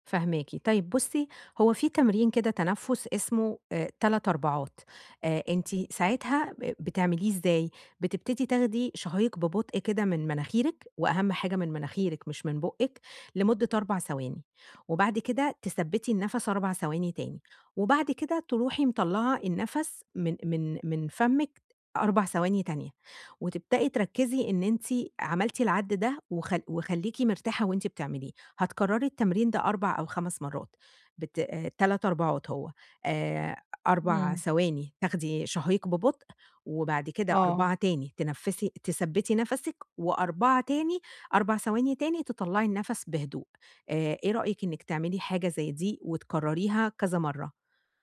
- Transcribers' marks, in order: none
- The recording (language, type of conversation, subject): Arabic, advice, إزاي أعمل تمارين تنفّس سريعة تريحني فورًا لما أحس بتوتر وقلق؟